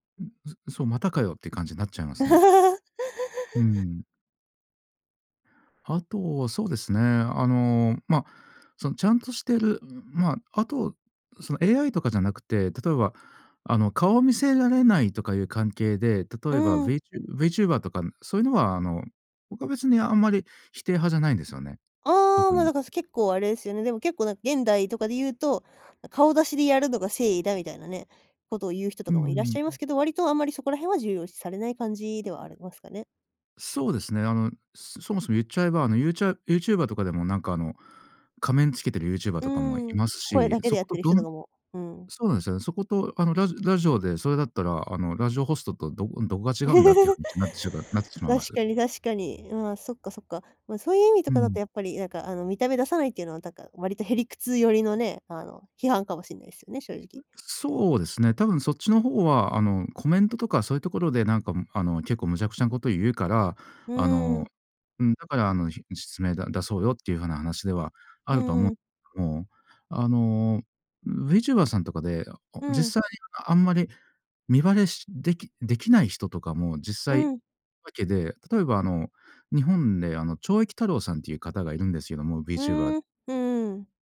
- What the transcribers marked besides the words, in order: laugh; tapping; laugh; other background noise
- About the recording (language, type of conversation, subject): Japanese, podcast, AIやCGのインフルエンサーをどう感じますか？